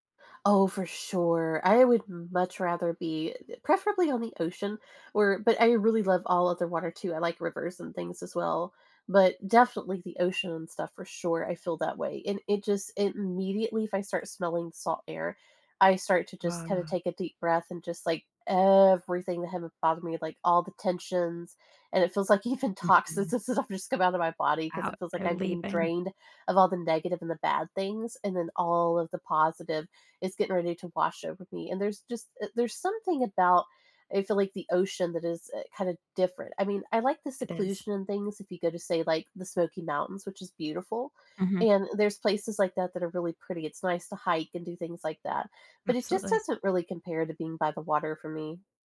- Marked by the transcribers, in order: stressed: "everything"; laughing while speaking: "even toxins, and stuff"
- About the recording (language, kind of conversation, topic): English, unstructured, How can I use nature to improve my mental health?